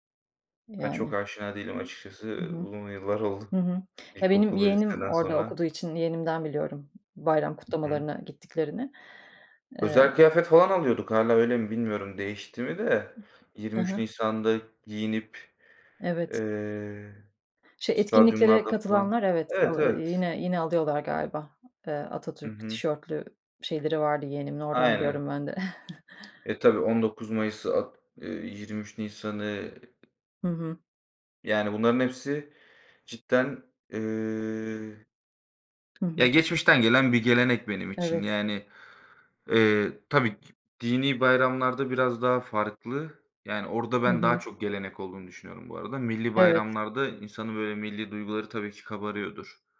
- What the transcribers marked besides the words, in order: other background noise; laughing while speaking: "oldu"; tapping; chuckle
- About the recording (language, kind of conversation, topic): Turkish, unstructured, Bayram kutlamaları neden bu kadar önemli?